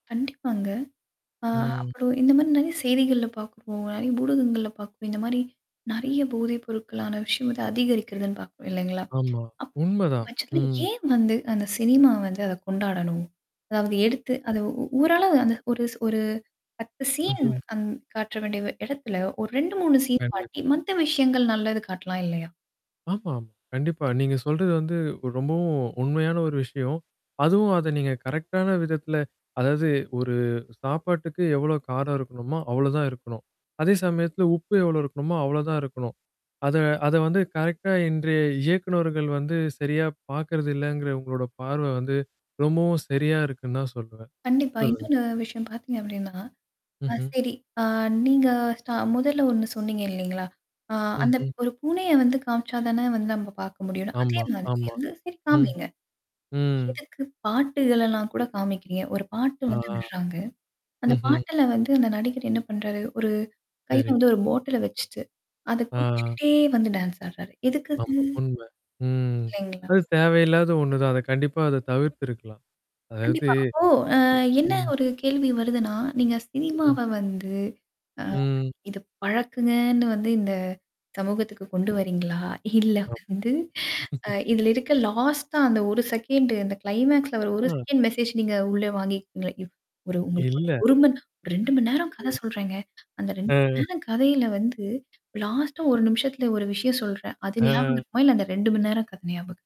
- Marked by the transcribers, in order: static; other background noise; distorted speech; other noise; in English: "சீன்"; in English: "சீன்"; tapping; in English: "கரெக்ட்டான"; in English: "கரெக்ட்டா"; "பாட்டில" said as "போட்டல"; in English: "டான்ஸ்"; drawn out: "ம்"; chuckle; in English: "லாஸ்ட்டா"; in English: "செகண்டு"; in English: "கிளைமாக்ஸ்ல"; laugh; in English: "செகண்ட் மெசேஜ்"; in English: "லாஸ்ட்டா"; laughing while speaking: "அ"
- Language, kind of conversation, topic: Tamil, podcast, சினிமா கதைகள் சமுதாயத்தை எப்படிப் பாதிக்கின்றன?